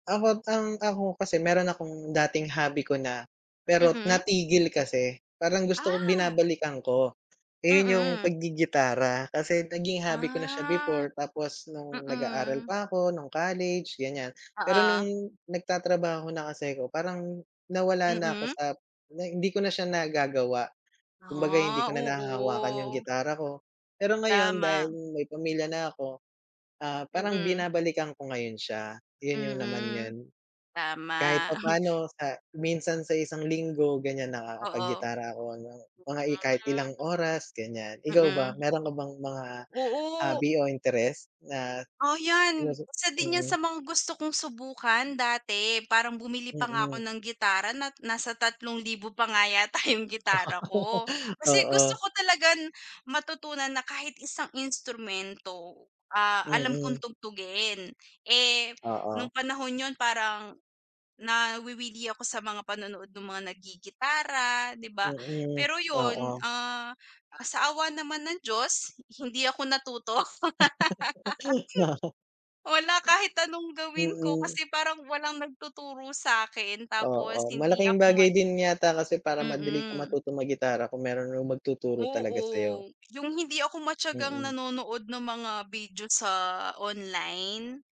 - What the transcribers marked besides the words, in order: snort; laugh; laughing while speaking: "yata"; "talagang" said as "talagan"; other background noise; giggle; laugh; sniff
- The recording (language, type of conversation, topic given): Filipino, unstructured, Ano ang hilig mong gawin kapag may libreng oras ka?